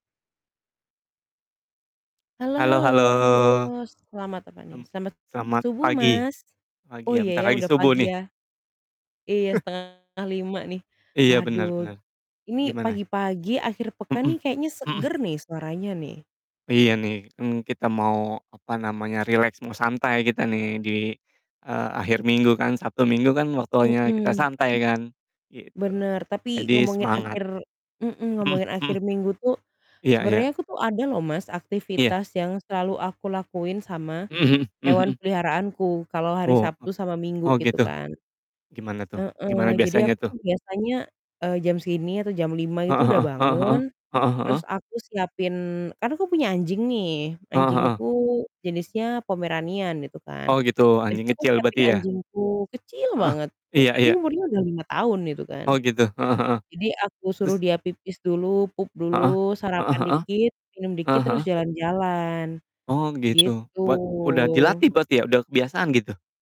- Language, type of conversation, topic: Indonesian, unstructured, Bagaimana perasaanmu terhadap orang yang meninggalkan hewan peliharaannya di jalan?
- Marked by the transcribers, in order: static; drawn out: "halo"; chuckle; distorted speech